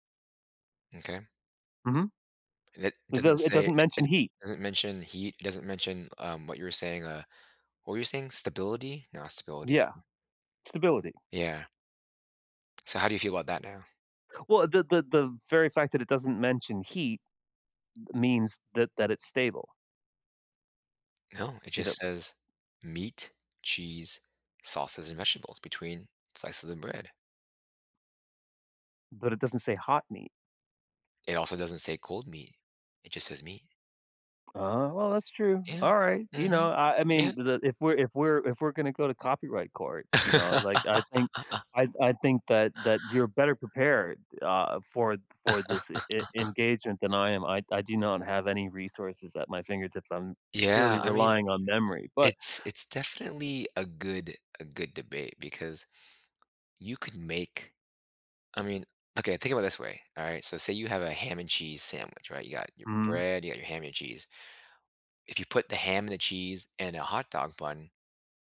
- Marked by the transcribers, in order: other background noise; laugh; tapping; laugh
- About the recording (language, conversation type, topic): English, unstructured, How should I handle my surprising little food rituals around others?